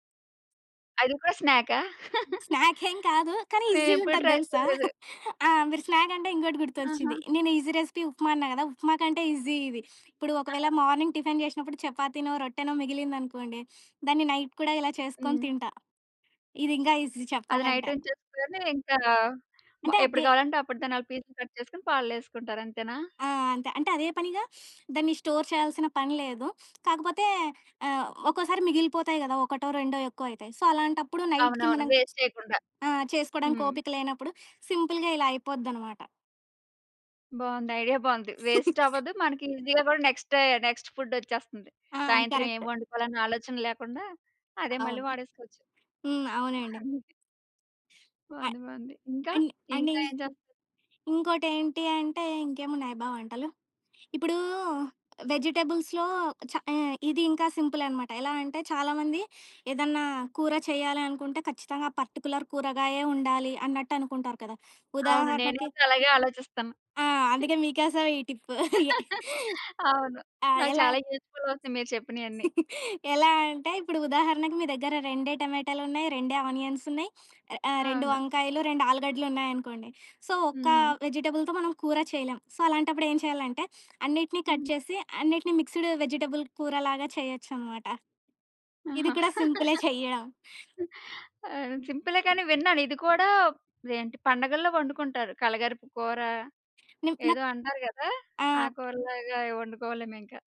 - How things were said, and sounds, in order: in English: "స్నాక్"; chuckle; in English: "ఈజీ"; in English: "ట్రై"; chuckle; in English: "స్నాక్"; in English: "ఈజీ రెసిపీ"; in English: "ఈజీ"; in English: "మార్నింగ్ టిఫెన్"; sniff; in English: "నైట్"; in English: "ఈజీ"; in English: "నైట్"; in English: "కట్"; sniff; in English: "స్టోర్"; in English: "సో"; in English: "నైట్‌కి"; in English: "వేస్ట్"; other background noise; in English: "సింపుల్‌గా"; chuckle; in English: "వేస్ట్"; in English: "ఈజీ‌గా గూడా నెక్స్ట్ డే నెక్స్ట్ ఫు‌డ్"; in English: "కరెక్ట్"; in English: "అ అండ్ అండ్"; in English: "వెజిటబుల్స్‌లో"; in English: "పర్టిక్యులర్"; chuckle; in English: "టిప్"; laugh; chuckle; in English: "యూజ్‌ఫుల్"; chuckle; in English: "ఆనియన్స్"; sniff; in English: "సో"; in English: "వెజిటబుల్‌తో"; in English: "సో"; in English: "కట్"; in English: "మిక్స్‌డ్ వెజిటబుల్"; chuckle
- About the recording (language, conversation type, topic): Telugu, podcast, సింపుల్‌గా, రుచికరంగా ఉండే డిన్నర్ ఐడియాలు కొన్ని చెప్పగలరా?